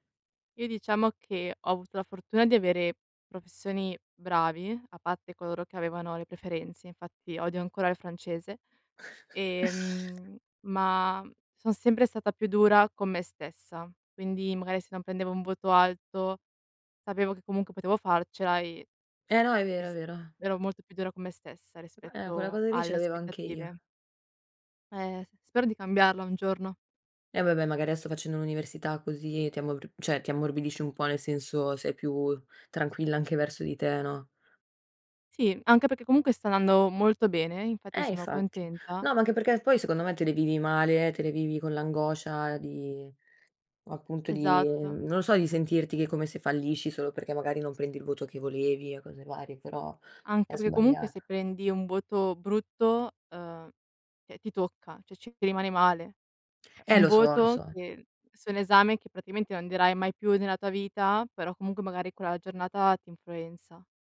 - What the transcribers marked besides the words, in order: "professori" said as "professoni"; chuckle; "andando" said as "ndando"; other background noise; "cioè" said as "ceh"; "cioè" said as "ceh"
- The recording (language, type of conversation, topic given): Italian, unstructured, È giusto giudicare un ragazzo solo in base ai voti?